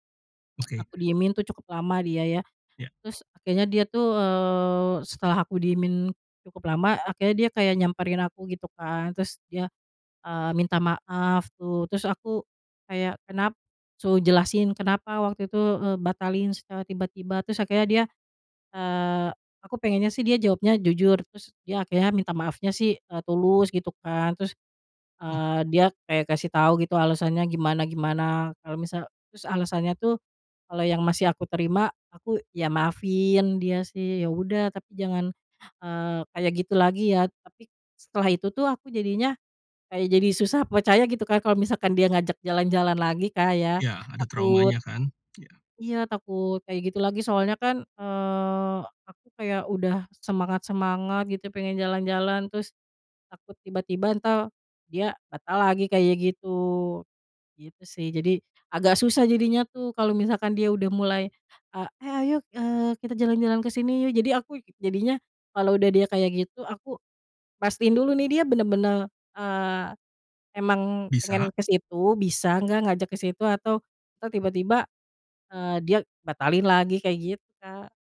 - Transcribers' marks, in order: tsk
- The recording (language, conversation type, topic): Indonesian, podcast, Bagaimana kamu membangun kembali kepercayaan setelah terjadi perselisihan?